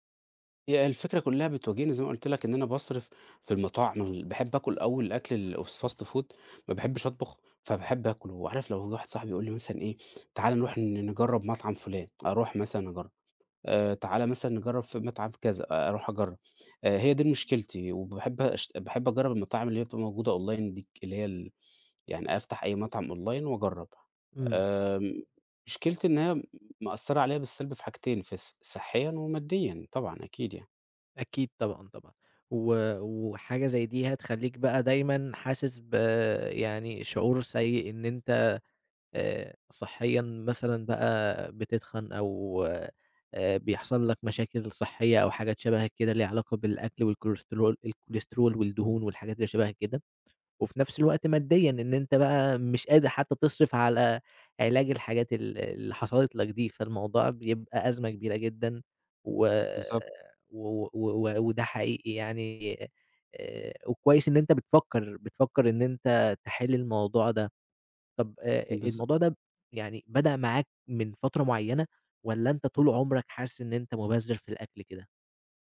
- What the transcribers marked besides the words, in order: other background noise; in English: "الFast food"; in English: "Online"; in English: "Online"; "والكوليسترول" said as "والكوريسترول"
- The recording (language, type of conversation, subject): Arabic, advice, إزاي أقدر أسيطر على اندفاعاتي زي الأكل أو الشراء؟